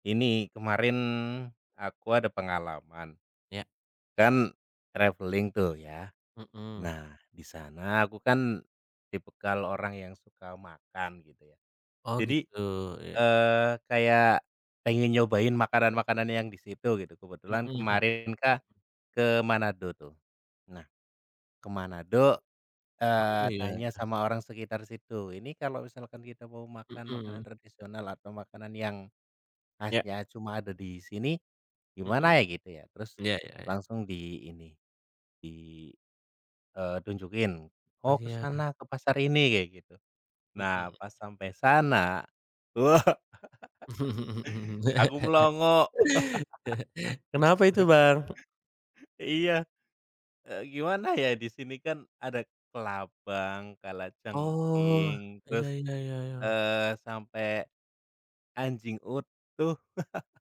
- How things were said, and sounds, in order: in English: "traveling"; other background noise; laugh; laughing while speaking: "wah"; laugh; chuckle
- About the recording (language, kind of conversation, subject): Indonesian, unstructured, Apa makanan paling aneh yang pernah kamu coba saat bepergian?